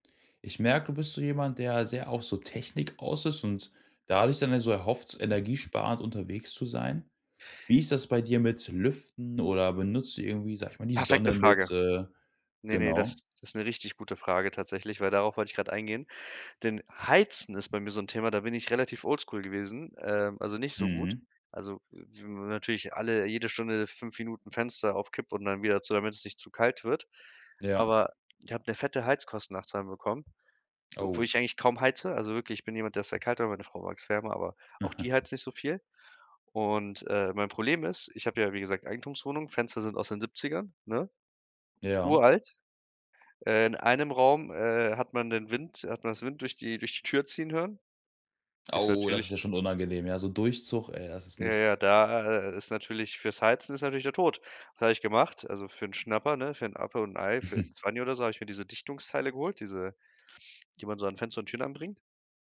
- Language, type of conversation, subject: German, podcast, Welche Tipps hast du, um zu Hause Energie zu sparen?
- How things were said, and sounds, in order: other background noise; stressed: "Heizen"; snort